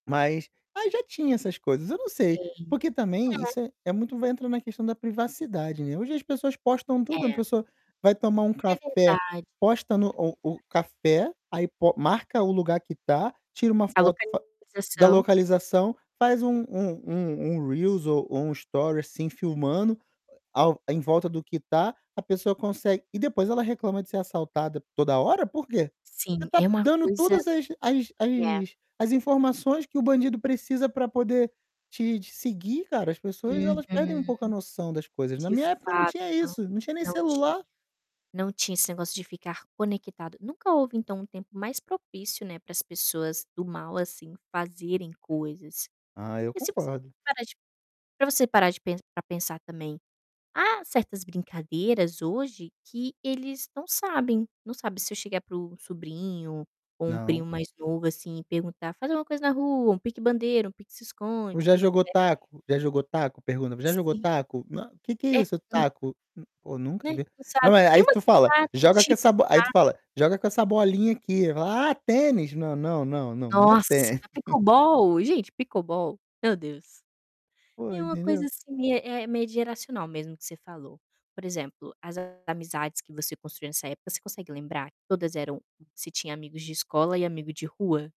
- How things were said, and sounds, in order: static; distorted speech; in English: "reels"; in English: "story"; other background noise; chuckle
- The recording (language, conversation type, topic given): Portuguese, podcast, Qual era a sua brincadeira favorita na infância?